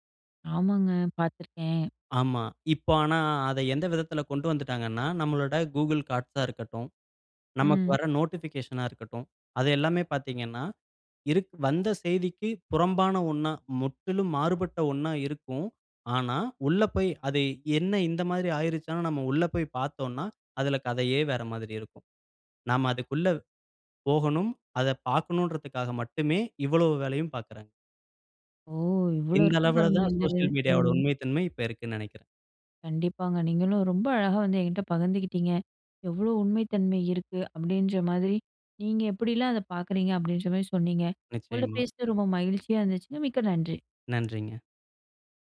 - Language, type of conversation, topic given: Tamil, podcast, சமூக ஊடகங்களில் வரும் தகவல் உண்மையா பொய்யா என்பதை நீங்கள் எப்படிச் சரிபார்ப்பீர்கள்?
- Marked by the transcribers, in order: other background noise; in English: "நோட்டிஃபிகேஷன்னா"